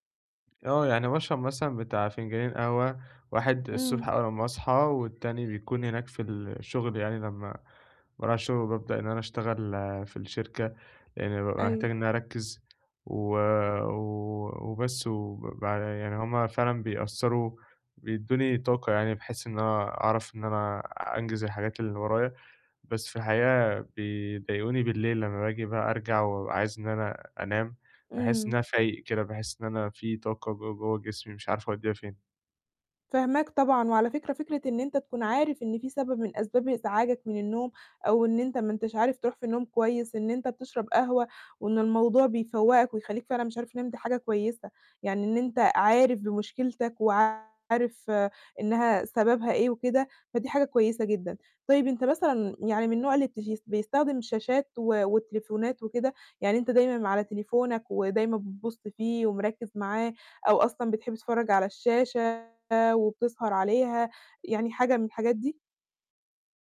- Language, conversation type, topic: Arabic, advice, إزاي أعمل روتين مسائي يخلّيني أنام بهدوء؟
- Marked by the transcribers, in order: tapping; background speech; distorted speech